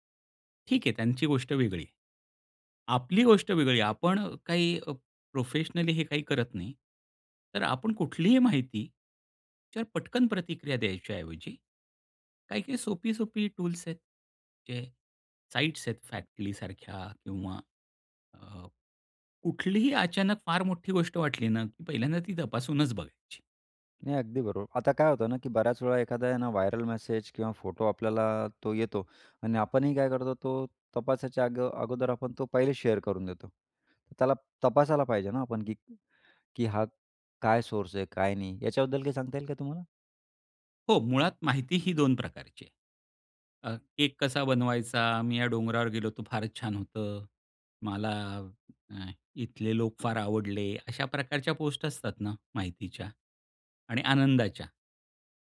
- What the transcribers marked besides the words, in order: in English: "प्रोफेशनली"; tapping; in English: "व्हायरअल"; in English: "शेअर"
- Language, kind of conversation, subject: Marathi, podcast, सोशल मीडियावरील माहिती तुम्ही कशी गाळून पाहता?
- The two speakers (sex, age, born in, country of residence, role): male, 35-39, India, India, host; male, 50-54, India, India, guest